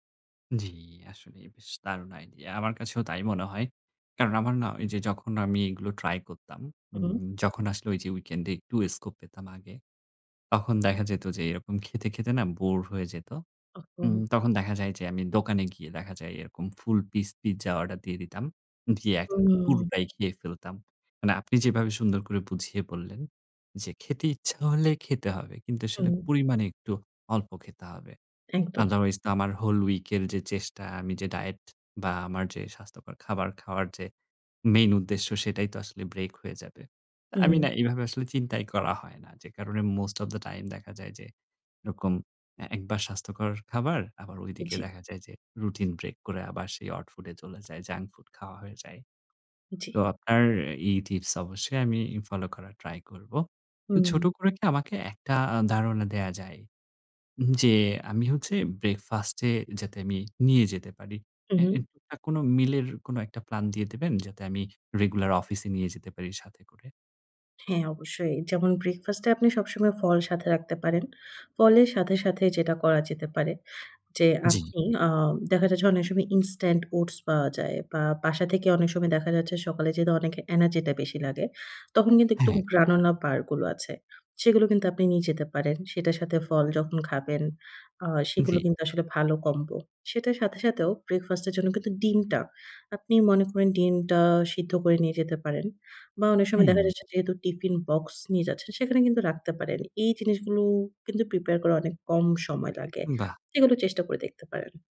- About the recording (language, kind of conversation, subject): Bengali, advice, অস্বাস্থ্যকর খাবার ছেড়ে কীভাবে স্বাস্থ্যকর খাওয়ার অভ্যাস গড়ে তুলতে পারি?
- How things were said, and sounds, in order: unintelligible speech; in English: "ব্রেকফাস্ট"; in English: "ইনস্ট্যান্ট ওটস"; tapping; in English: "গ্রানুলা বার"; in English: "কম্বো"; in English: "ব্রেকফাস্ট"; in English: "প্রিপেয়ার"; other background noise